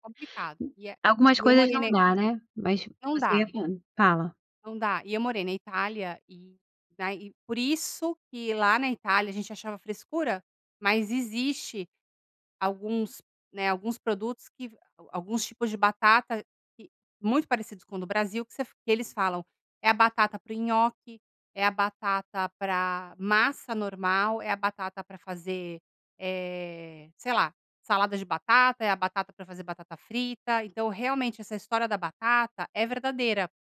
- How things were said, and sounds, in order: none
- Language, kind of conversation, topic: Portuguese, podcast, Qual é uma comida tradicional que reúne a sua família?